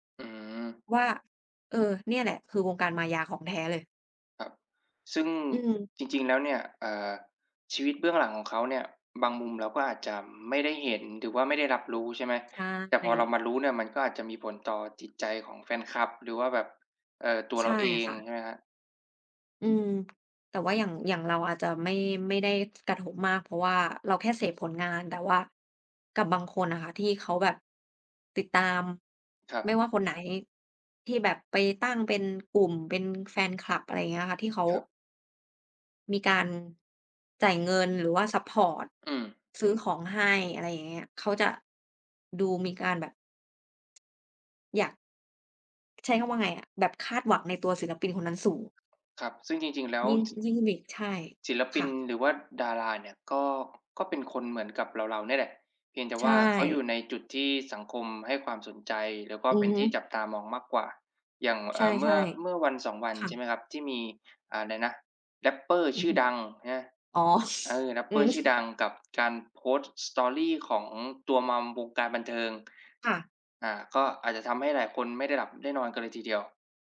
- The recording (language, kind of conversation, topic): Thai, unstructured, ทำไมคนถึงชอบติดตามดราม่าของดาราในโลกออนไลน์?
- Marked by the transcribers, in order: tapping; other background noise; chuckle